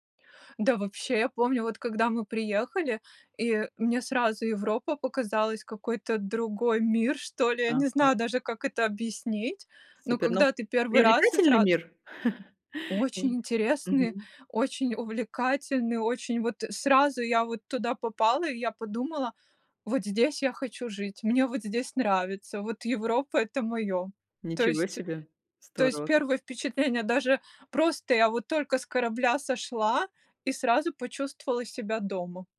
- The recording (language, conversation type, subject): Russian, podcast, Как прошло твоё первое серьёзное путешествие?
- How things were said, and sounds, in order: none